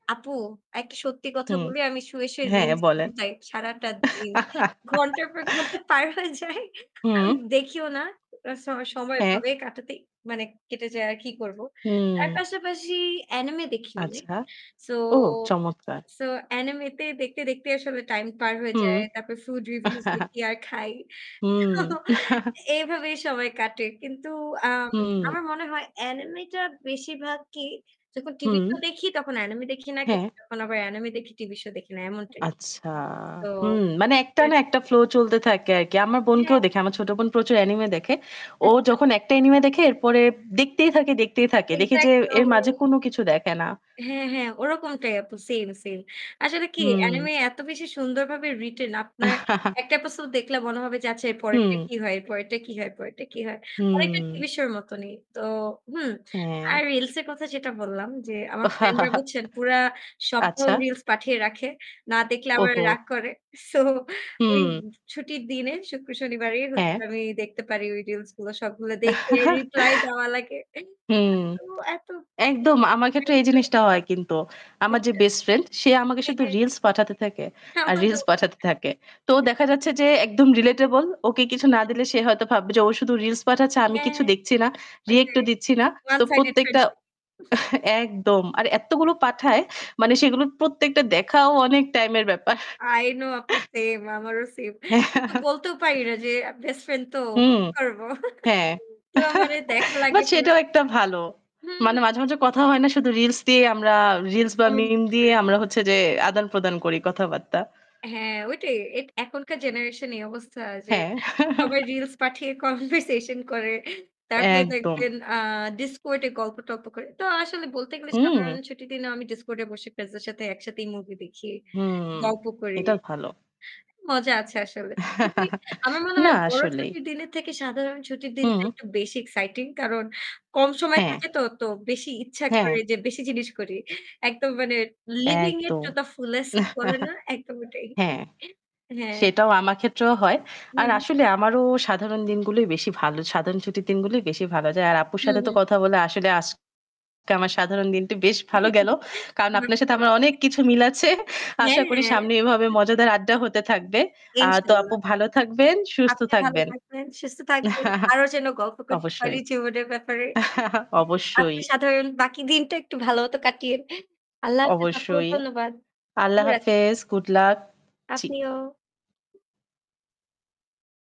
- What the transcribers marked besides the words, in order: static; distorted speech; laughing while speaking: "ঘন্টার পর ঘন্টা পার হয়ে যায়"; laugh; chuckle; unintelligible speech; other background noise; tapping; chuckle; laughing while speaking: "তো"; chuckle; unintelligible speech; chuckle; chuckle; laughing while speaking: "So"; chuckle; unintelligible speech; laughing while speaking: "আমারো"; unintelligible speech; chuckle; laughing while speaking: "ব্যাপার"; chuckle; chuckle; chuckle; laughing while speaking: "conversation করে"; chuckle; in English: "living it to the fullest"; chuckle; laughing while speaking: "ওটাই"; chuckle; chuckle; unintelligible speech; laughing while speaking: "মিল আছে"; in Arabic: "ইনশাল্লাহ"; chuckle; unintelligible speech; chuckle
- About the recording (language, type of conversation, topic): Bengali, unstructured, সাধারণত ছুটির দিনে আপনি কী করেন?